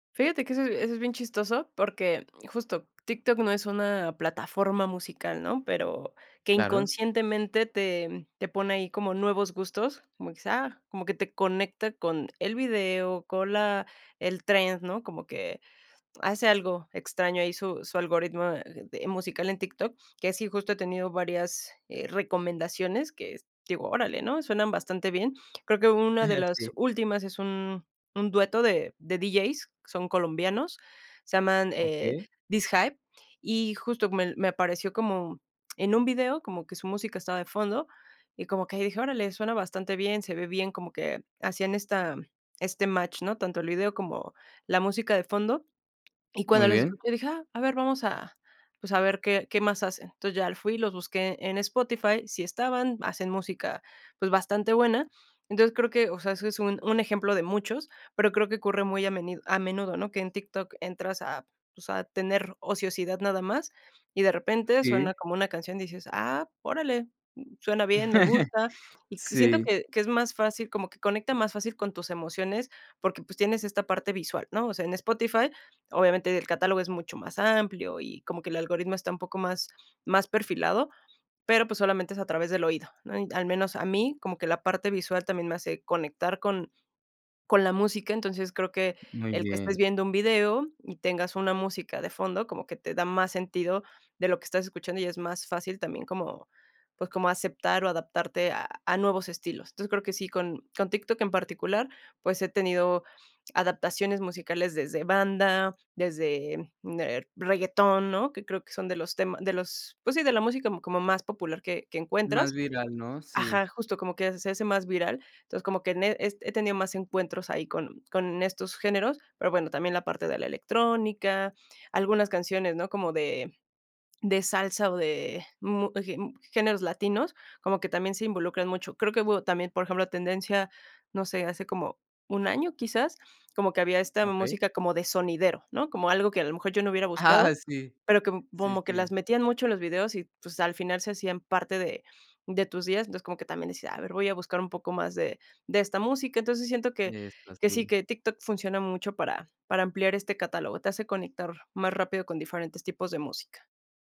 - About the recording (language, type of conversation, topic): Spanish, podcast, ¿Cómo ha influido la tecnología en tus cambios musicales personales?
- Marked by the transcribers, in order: chuckle; "como" said as "bomo"; laughing while speaking: "Ah"